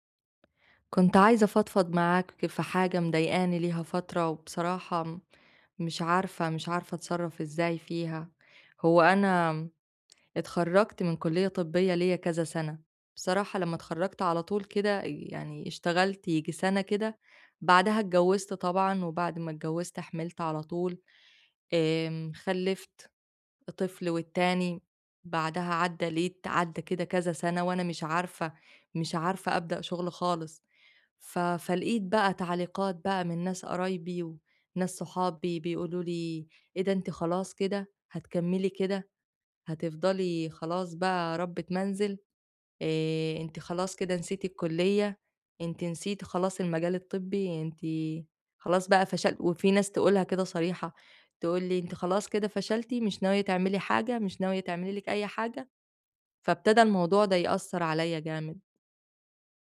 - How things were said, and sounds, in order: none
- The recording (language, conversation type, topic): Arabic, advice, إزاي أبدأ أواجه الكلام السلبي اللي جوايا لما يحبطني ويخلّيني أشك في نفسي؟